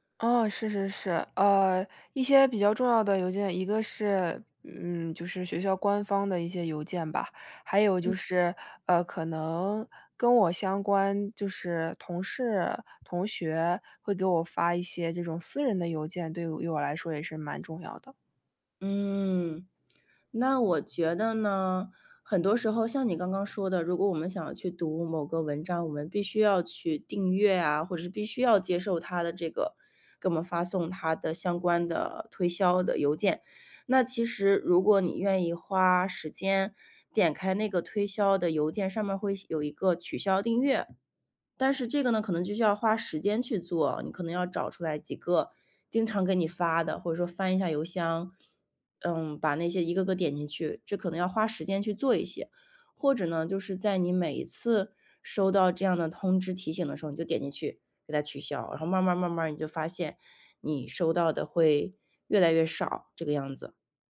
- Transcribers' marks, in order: none
- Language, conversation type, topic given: Chinese, advice, 如何才能减少收件箱里的邮件和手机上的推送通知？
- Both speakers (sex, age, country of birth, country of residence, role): female, 18-19, United States, United States, user; female, 25-29, China, Canada, advisor